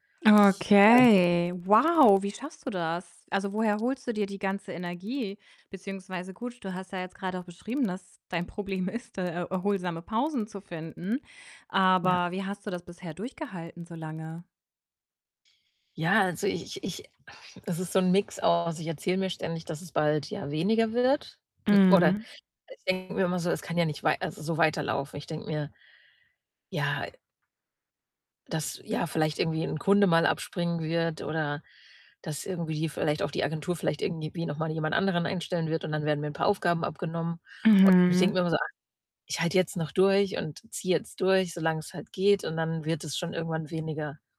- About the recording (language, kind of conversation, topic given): German, advice, Wie kann ich Pausen so gestalten, dass sie mich wirklich erholen?
- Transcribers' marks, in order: distorted speech; other background noise; laughing while speaking: "dein Problem ist"; snort